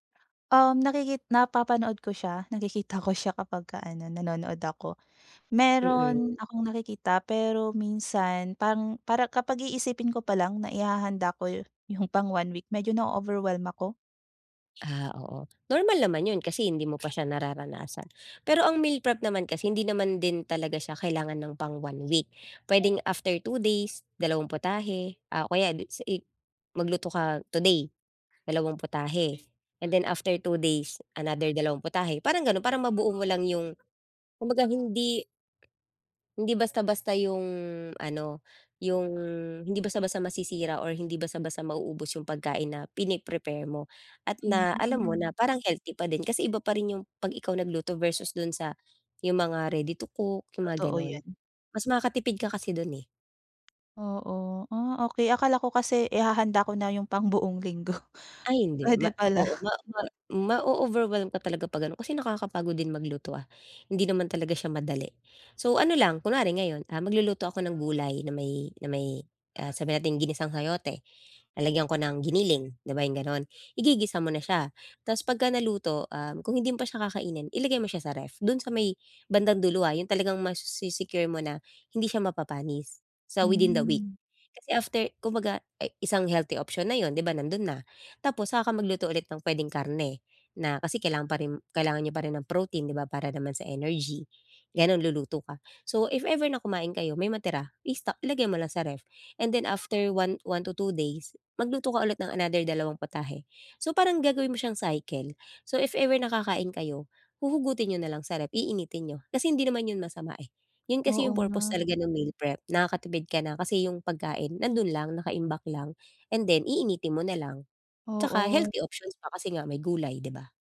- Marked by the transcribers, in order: other background noise; tapping; background speech; other animal sound; laughing while speaking: "linggo, pwede pala"; in English: "within the week"
- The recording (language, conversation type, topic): Filipino, advice, Paano ako makakapagbadyet at makakapamili nang matalino sa araw-araw?